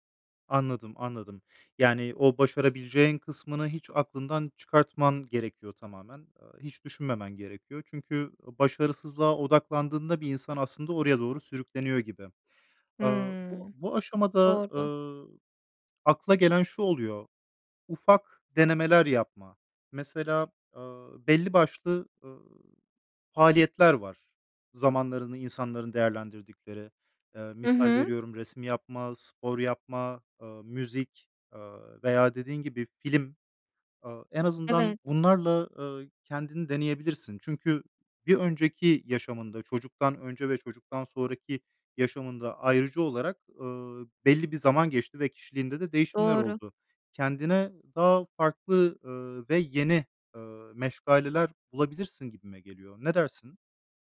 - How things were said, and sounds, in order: other background noise
- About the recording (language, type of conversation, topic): Turkish, advice, Boş zamanlarınızı değerlendiremediğinizde kendinizi amaçsız hissediyor musunuz?
- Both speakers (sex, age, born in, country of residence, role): female, 30-34, Turkey, Germany, user; male, 35-39, Turkey, Bulgaria, advisor